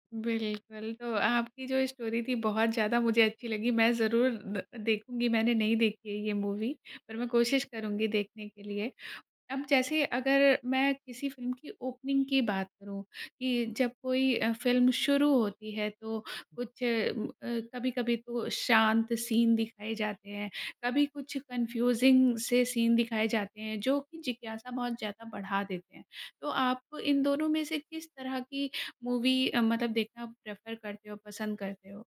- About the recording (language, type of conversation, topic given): Hindi, podcast, किस तरह की फिल्मी शुरुआत आपको पहली ही मिनटों में अपनी ओर खींच लेती है?
- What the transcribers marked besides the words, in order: in English: "प्रेफ़र"